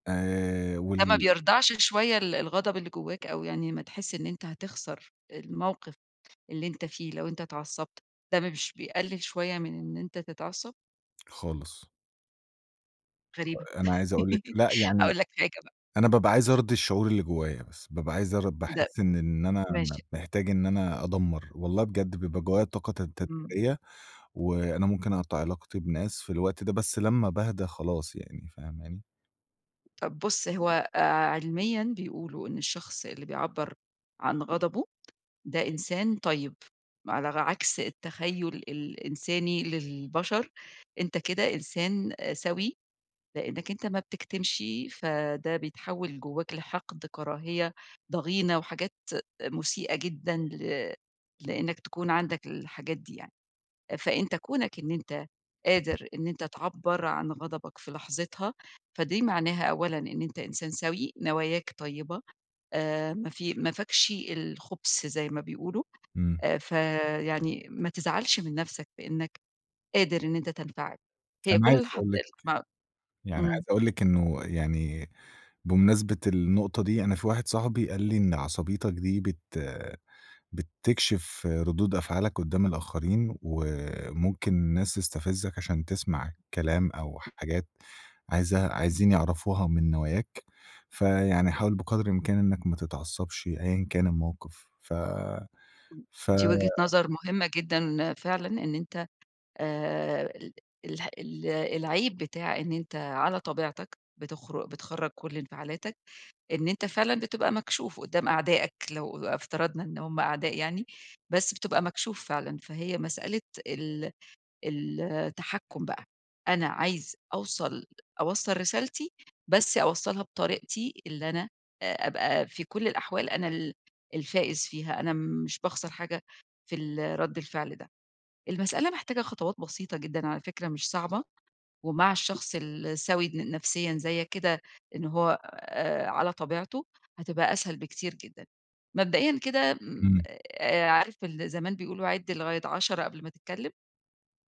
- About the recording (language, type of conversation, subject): Arabic, advice, إزاي أقدر أغيّر عادة انفعالية مدمّرة وأنا حاسس إني مش لاقي أدوات أتحكّم بيها؟
- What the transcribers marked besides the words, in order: laugh; tapping; unintelligible speech; unintelligible speech; other noise